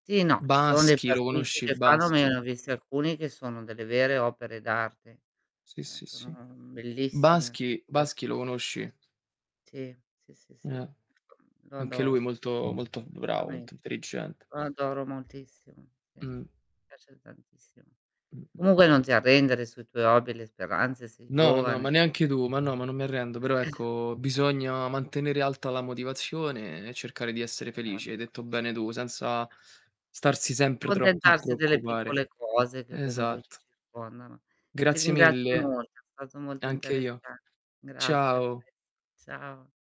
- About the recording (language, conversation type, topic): Italian, unstructured, Cosa significa per te essere felice?
- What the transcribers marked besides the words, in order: static; "bellissimi" said as "bellissimio"; unintelligible speech; tapping; unintelligible speech; unintelligible speech; distorted speech; chuckle; drawn out: "ecco"; other background noise; teeth sucking; mechanical hum; drawn out: "Ciao"